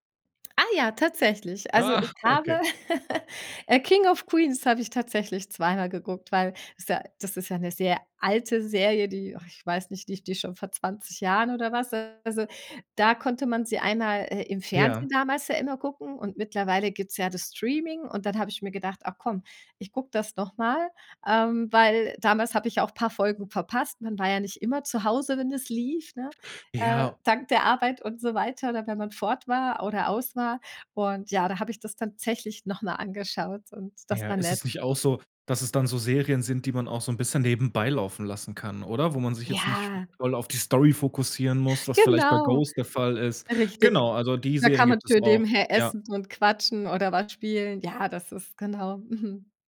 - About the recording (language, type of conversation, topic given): German, podcast, Was macht eine Serie binge-würdig?
- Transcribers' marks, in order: laughing while speaking: "Ah"; chuckle